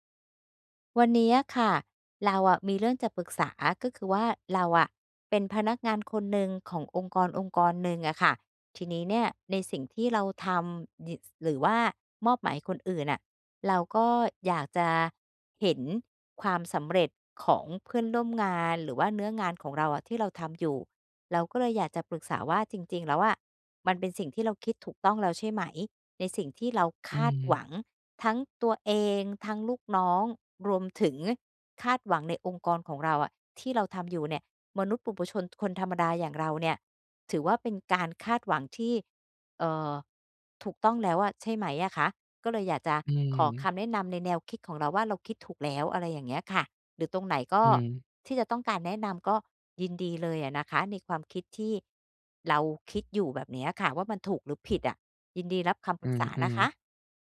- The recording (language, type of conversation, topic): Thai, advice, จะทำอย่างไรให้คนในองค์กรเห็นความสำเร็จและผลงานของฉันมากขึ้น?
- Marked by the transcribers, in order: "ปุถุชน" said as "ปุปุชน"; other background noise